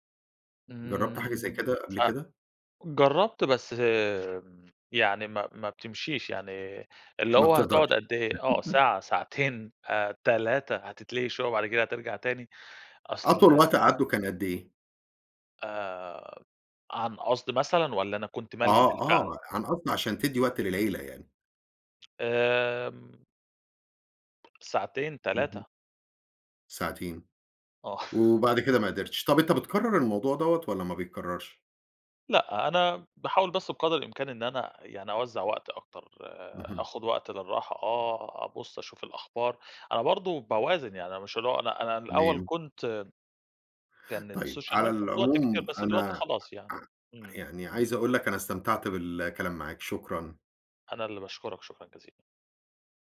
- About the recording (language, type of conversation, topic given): Arabic, podcast, سؤال باللهجة المصرية عن أكتر تطبيق بيُستخدم يوميًا وسبب استخدامه
- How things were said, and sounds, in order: other background noise; tapping; chuckle; in English: "الSocial Media"